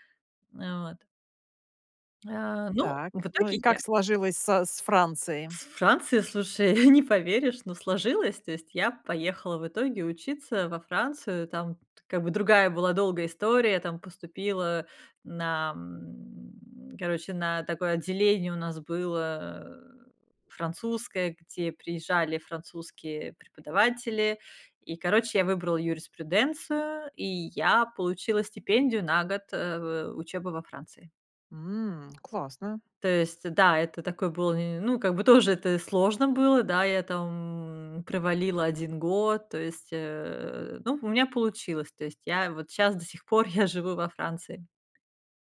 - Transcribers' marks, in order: tapping; chuckle
- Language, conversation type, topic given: Russian, podcast, Как понять, что пора менять профессию и учиться заново?